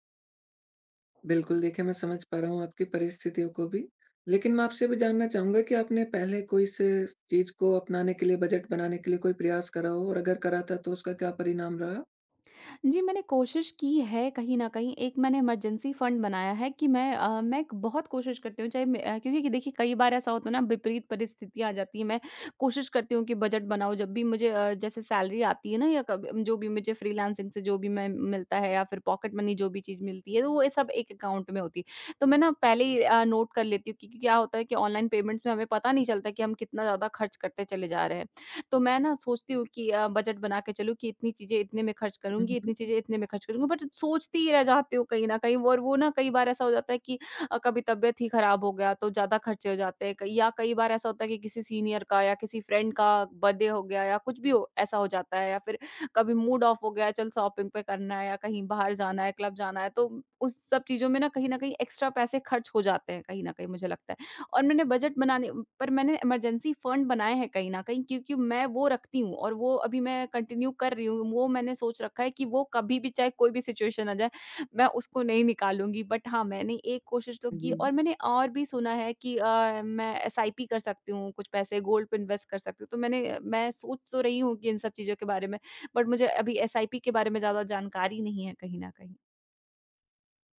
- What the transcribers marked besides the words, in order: in English: "इमरजेंसी फंड"; in English: "सैलरी"; in English: "पॉकेट मनी"; in English: "अकाउंट"; in English: "नोट"; in English: "पेमेंट्स"; in English: "बट"; in English: "सीनियर"; in English: "फ्रेंड"; in English: "बर्थडे"; in English: "मूड ऑफ"; in English: "शॉपिंग"; in English: "एक्स्ट्रा"; in English: "इमरजेंसी फंड"; in English: "कंटिन्यू"; in English: "सिचुएशन"; in English: "बट"; in English: "गोल्ड"; in English: "इन्वेस्ट"
- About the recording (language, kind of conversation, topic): Hindi, advice, क्यों मुझे बजट बनाना मुश्किल लग रहा है और मैं शुरुआत कहाँ से करूँ?